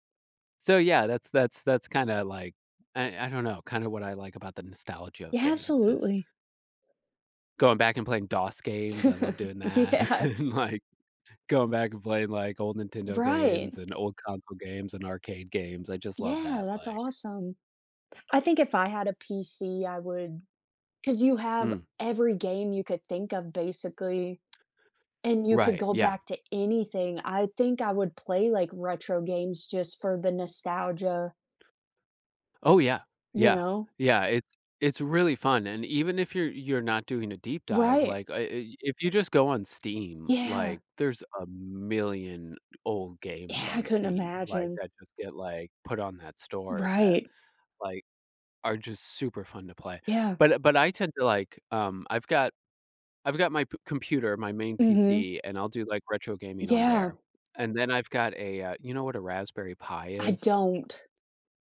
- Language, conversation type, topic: English, unstructured, How do your memories of classic video games compare to your experiences with modern gaming?
- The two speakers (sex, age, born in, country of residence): female, 25-29, United States, United States; male, 35-39, United States, United States
- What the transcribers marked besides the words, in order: chuckle; laughing while speaking: "Yeah"; laughing while speaking: "that, and, like"; other background noise; stressed: "million"; tapping